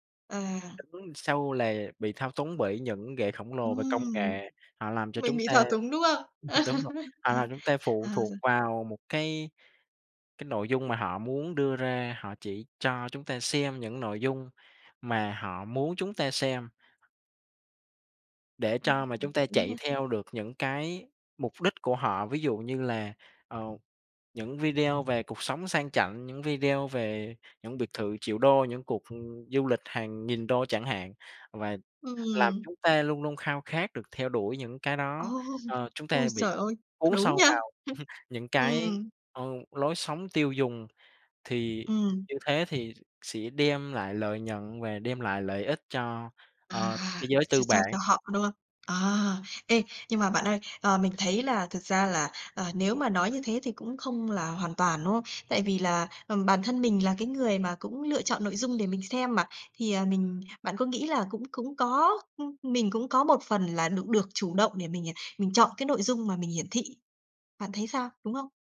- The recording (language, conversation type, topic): Vietnamese, podcast, Theo bạn, video ngắn đã thay đổi cách mình tiêu thụ nội dung như thế nào?
- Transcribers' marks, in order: laugh; tapping; laughing while speaking: "Ô!"; other background noise; chuckle